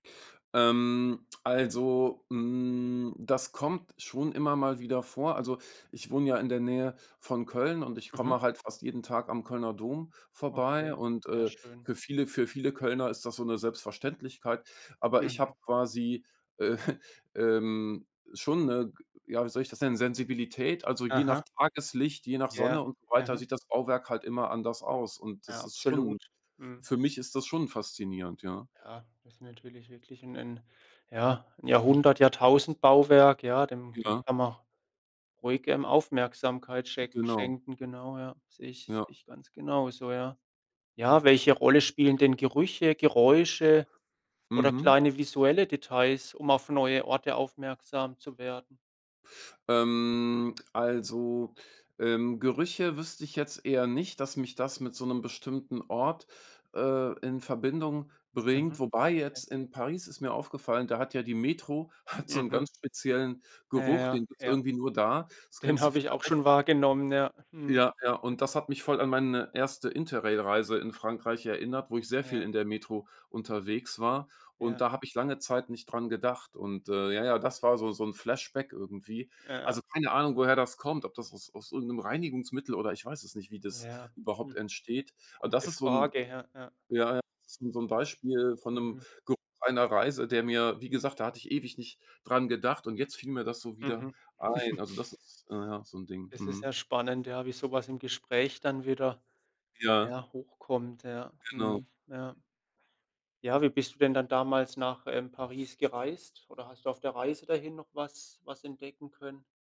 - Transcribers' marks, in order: laughing while speaking: "äh"; drawn out: "Ähm"; other background noise; laughing while speaking: "hat"; laughing while speaking: "Den habe"; chuckle
- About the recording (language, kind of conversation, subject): German, podcast, Wie entdeckst du Orte abseits der bekannten Sehenswürdigkeiten?